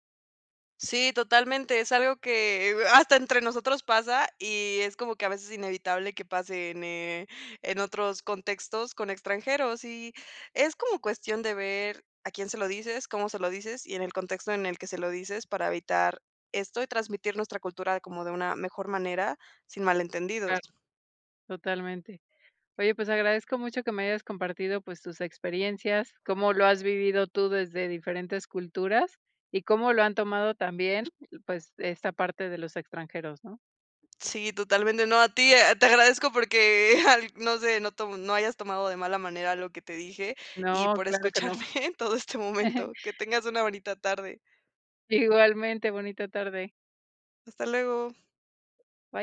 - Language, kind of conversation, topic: Spanish, podcast, ¿Qué gestos son típicos en tu cultura y qué expresan?
- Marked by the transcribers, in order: tapping; chuckle; laughing while speaking: "en todo este momento"; laugh